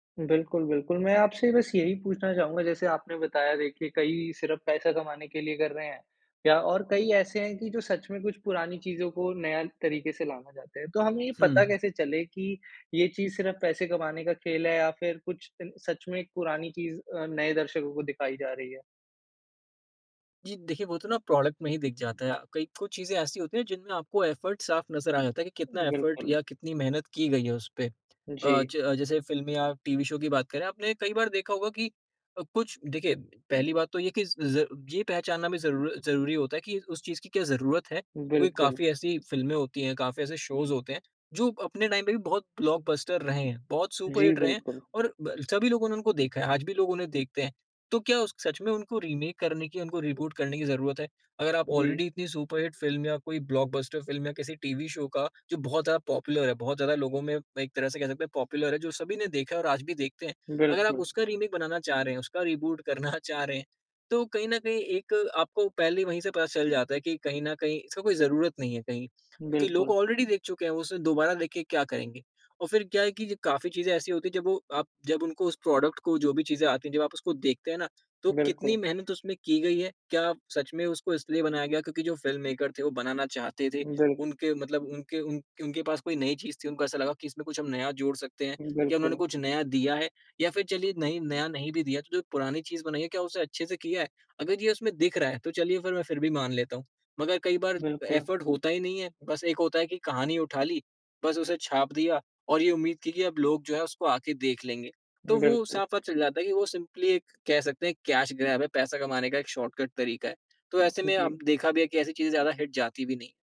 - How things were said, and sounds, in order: in English: "प्रोडक्ट"; in English: "एफ़र्ट"; in English: "एफ़र्ट"; in English: "शो"; in English: "शोज"; in English: "टाइम"; in English: "ब्लॉकबस्टर"; in English: "सुपर हिट"; in English: "रीमेक"; in English: "रीबूट"; in English: "ऑलरेडी"; in English: "सुपर हिट"; in English: "ब्लॉकबस्टर"; in English: "शो"; in English: "पॉपुलर"; in English: "पॉपुलर"; in English: "रीमेक"; in English: "रिबूट"; in English: "ऑलरेडी"; in English: "प्रोडक्ट"; in English: "फ़िल्ममेकर"; in English: "एफ़र्ट"; in English: "सिंपली"; in English: "कैश ग्रैब"; in English: "शॉर्टकट"; in English: "हिट"
- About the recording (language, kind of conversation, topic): Hindi, podcast, नॉस्टैल्जिया ट्रेंड्स और रीबूट्स पर तुम्हारी क्या राय है?